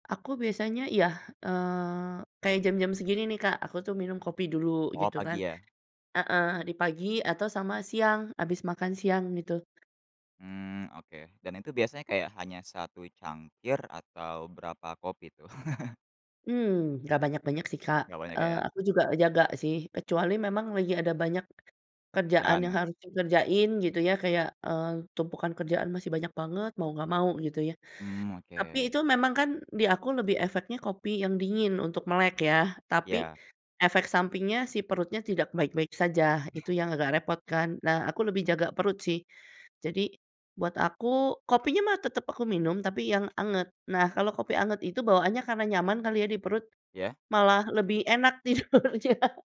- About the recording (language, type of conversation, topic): Indonesian, podcast, Kebiasaan tidur apa yang paling berpengaruh pada suasana hati dan fokusmu?
- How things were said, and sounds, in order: chuckle; other background noise; cough; laughing while speaking: "tidurnya"